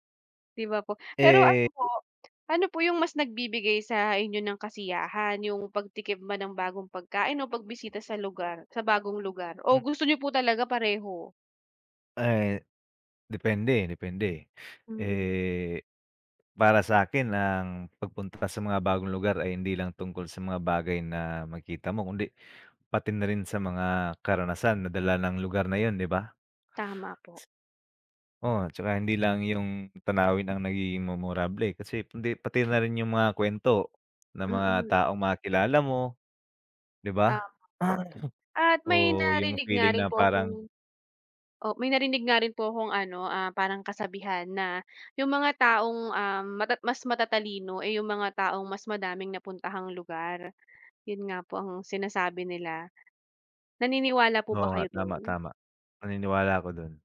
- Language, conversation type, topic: Filipino, unstructured, Mas gusto mo bang laging may bagong pagkaing matitikman o laging may bagong lugar na mapupuntahan?
- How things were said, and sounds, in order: other background noise; tapping; throat clearing